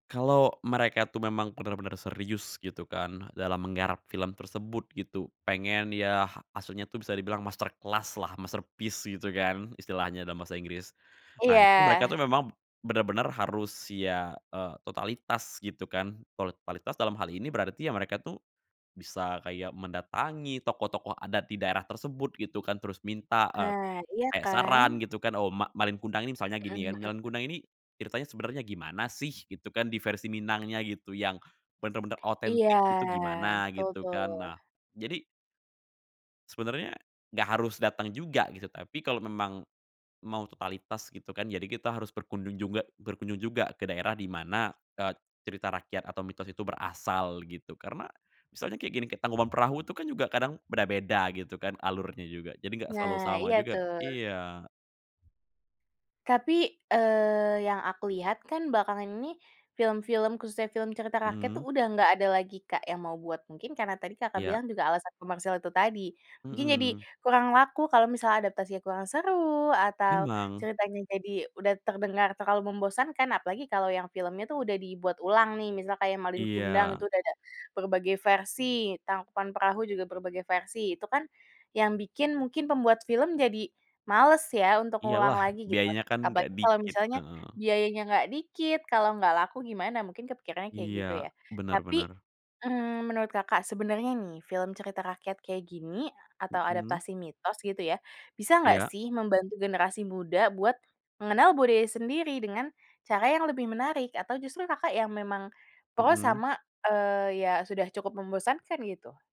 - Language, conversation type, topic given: Indonesian, podcast, Apa pendapatmu tentang adaptasi mitos atau cerita rakyat menjadi film?
- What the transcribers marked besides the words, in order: "maksudnya" said as "ahsudnya"; in English: "masterclass-lah, masterpiece"